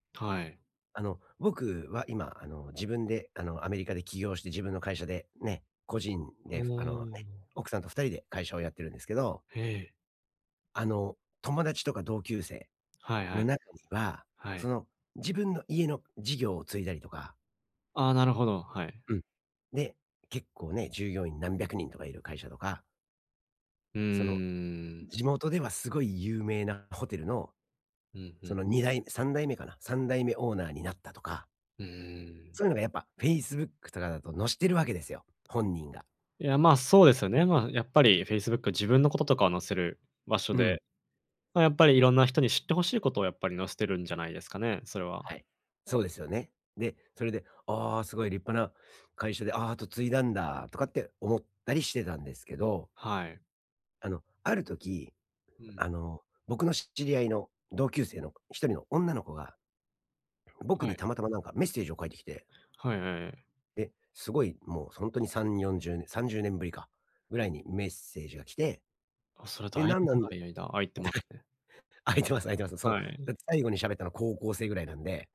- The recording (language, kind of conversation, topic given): Japanese, advice, 同年代と比べて焦ってしまうとき、どうすれば落ち着いて自分のペースで進めますか？
- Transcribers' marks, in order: other background noise; "知り合い" said as "しっちりあい"; chuckle